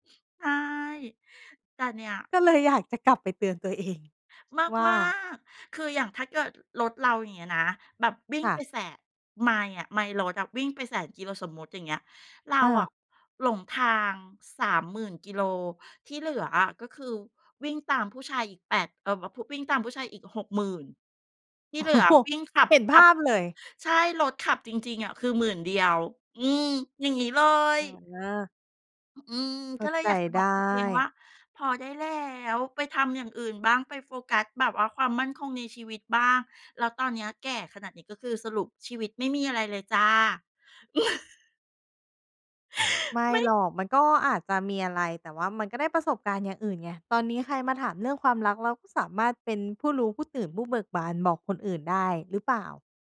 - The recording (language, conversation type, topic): Thai, podcast, ถ้าคุณกลับเวลาได้ คุณอยากบอกอะไรกับตัวเองในตอนนั้น?
- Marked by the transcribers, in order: laughing while speaking: "เอง"; laughing while speaking: "โอ้"; chuckle; inhale